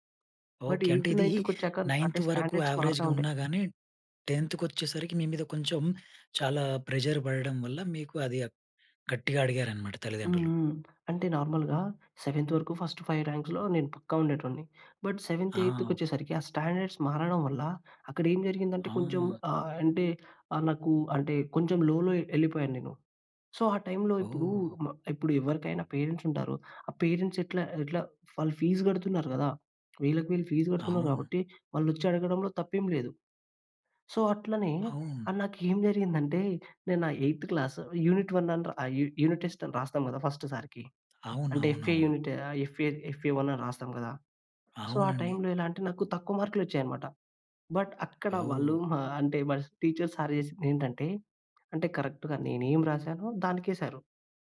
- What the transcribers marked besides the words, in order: in English: "బట్, ఎయిత్"; in English: "నైంత్"; in English: "స్టాండర్డ్స్"; in English: "యావరేజ్‌గా"; in English: "టెంత్"; in English: "ప్రెషర్"; in English: "నార్మల్‌గా సెవెంత్"; in English: "ఫస్ట్ ఫైవ్ ర్యాంక్స్‌లో"; in English: "బట్, సెవెంత్"; in English: "స్టాండర్డ్స్"; in English: "లోలో"; in English: "సో"; in English: "పేరెంట్స్"; in English: "పేరెంట్స్"; tongue click; in English: "సో"; in English: "ఎయిత్ క్లాస్ యూనిట్ వన్"; in English: "యు యూనిట్ టెస్ట్"; in English: "ఫస్ట్"; in English: "ఎఫ్ఏ"; in English: "ఎఫ్ఏ ఎఫ్ఏ వన్"; in English: "సో"; in English: "టైమ్‌లో"; in English: "బట్"; in English: "టీచర్స్, సార్"; in English: "కరెక్ట్‌గా"
- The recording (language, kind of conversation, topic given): Telugu, podcast, మీ పని ద్వారా మీరు మీ గురించి ఇతరులు ఏమి తెలుసుకోవాలని కోరుకుంటారు?